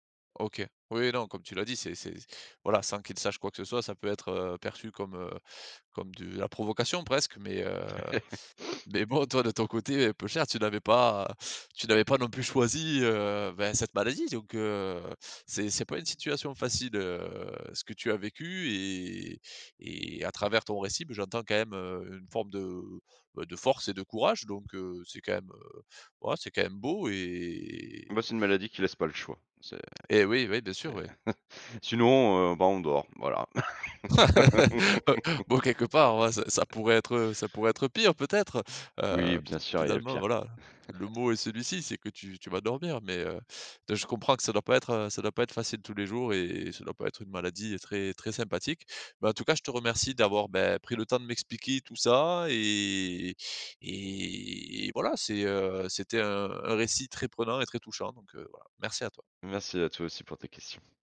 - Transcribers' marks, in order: chuckle; sniff; tapping; other background noise; drawn out: "et"; chuckle; laugh; laugh; drawn out: "et"
- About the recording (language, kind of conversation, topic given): French, podcast, Peux-tu raconter un souvenir marquant et expliquer ce qu’il t’a appris ?